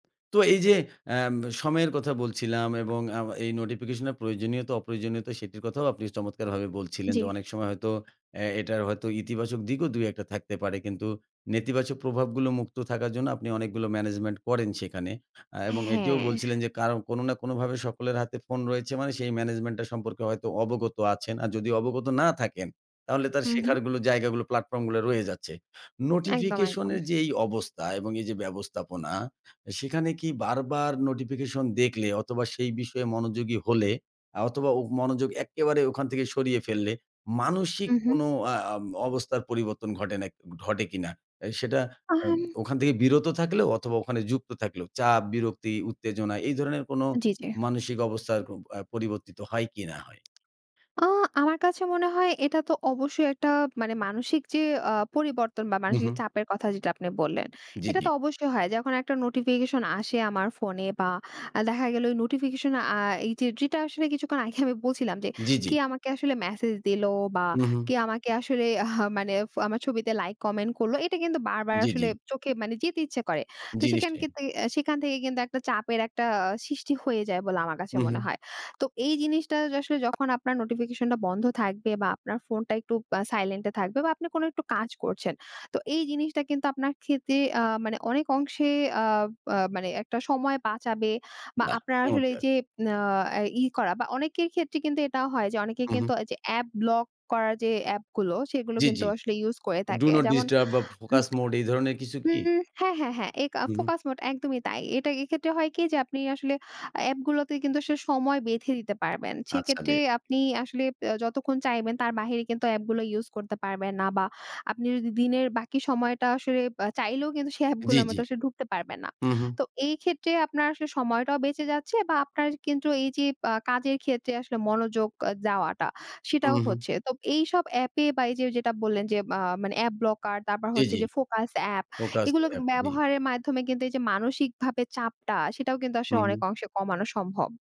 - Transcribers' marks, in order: other background noise; in English: "management"; in English: "management"; tapping; "থেকে" said as "কেতে"; "সেখান" said as "সেকান"; "করে" said as "তাকে"; "সেক্ষেত্রে" said as "সেকেত্রে"; "যতক্ষণ" said as "জতকন"
- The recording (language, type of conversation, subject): Bengali, podcast, বারবার বিজ্ঞপ্তি এলে আপনি সাধারণত কী করেন?